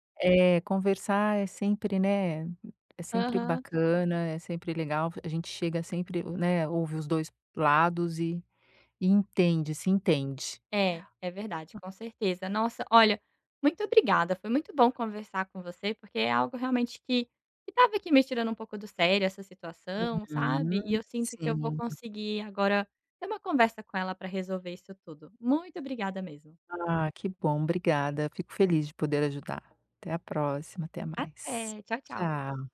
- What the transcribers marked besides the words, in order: tapping
- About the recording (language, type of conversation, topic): Portuguese, advice, Como lidar com uma amizade de infância que mudou com o tempo e se afastou?
- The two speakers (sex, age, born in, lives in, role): female, 30-34, Brazil, Portugal, user; female, 50-54, Brazil, United States, advisor